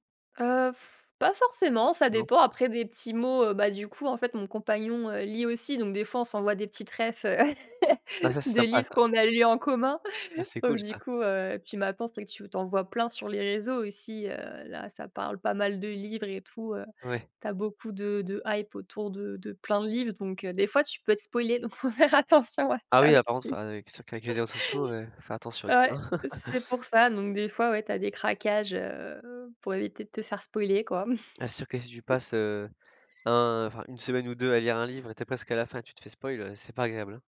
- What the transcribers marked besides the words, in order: blowing; chuckle; laughing while speaking: "faut faire"; chuckle; laugh; chuckle; other background noise; in English: "spoil"; tapping
- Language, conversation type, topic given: French, podcast, Comment choisis-tu un livre quand tu vas en librairie ?